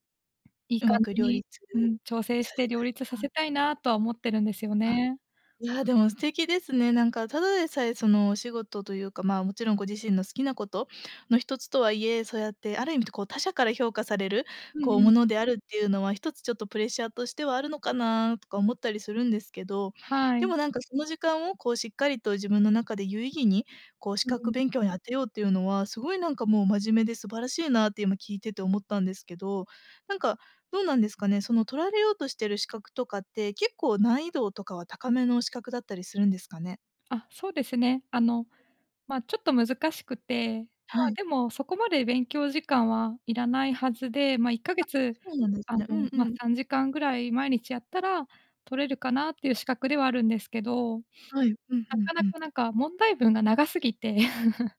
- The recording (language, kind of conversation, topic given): Japanese, advice, 複数の目標があって優先順位をつけられず、混乱してしまうのはなぜですか？
- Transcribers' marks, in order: other background noise; laugh